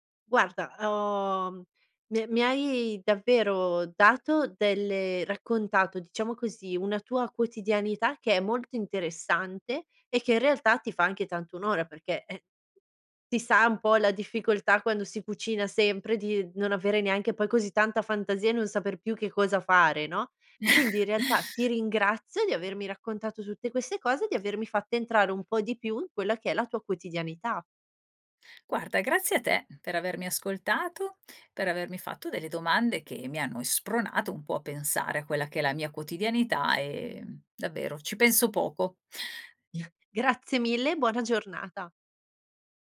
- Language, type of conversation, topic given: Italian, podcast, Cosa significa per te nutrire gli altri a tavola?
- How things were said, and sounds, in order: other background noise; chuckle